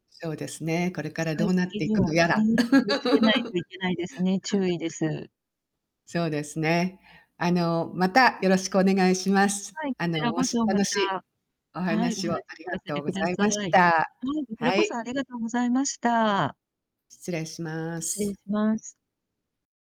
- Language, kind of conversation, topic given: Japanese, unstructured, 最近のスマートフォンの使いすぎについて、どう思いますか？
- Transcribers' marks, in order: distorted speech; other background noise; laugh